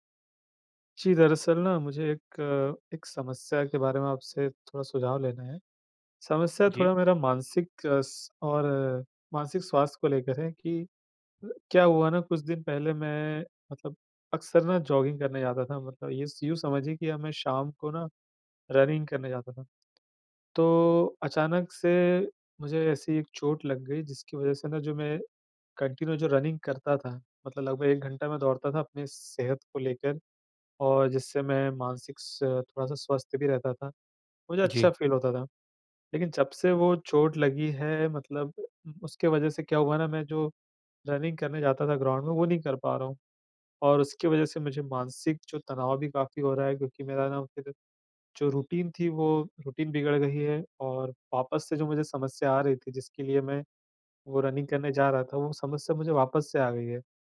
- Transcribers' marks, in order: in English: "जॉगिंग"; in English: "रनिंग"; in English: "कन्टिन्यू"; in English: "रनिंग"; in English: "फ़ील"; in English: "रनिंग"; in English: "ग्राउंड"; in English: "रूटीन"; in English: "रूटीन"; in English: "रनिंग"
- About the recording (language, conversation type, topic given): Hindi, advice, चोट के बाद मानसिक स्वास्थ्य को संभालते हुए व्यायाम के लिए प्रेरित कैसे रहें?